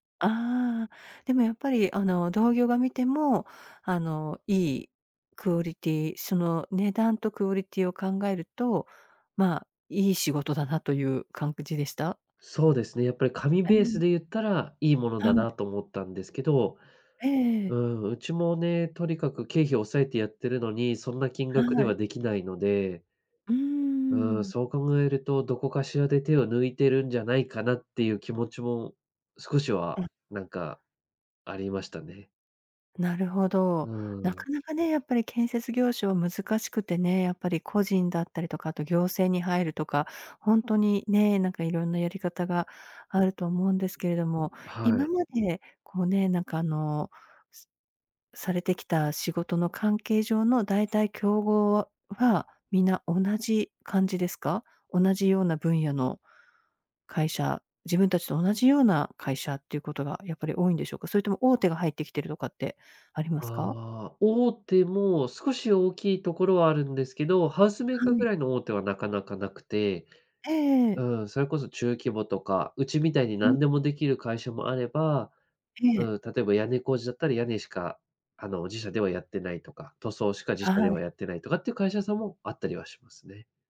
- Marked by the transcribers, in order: "感じ" said as "かんくじ"; tapping; other background noise
- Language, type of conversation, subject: Japanese, advice, 競合に圧倒されて自信を失っている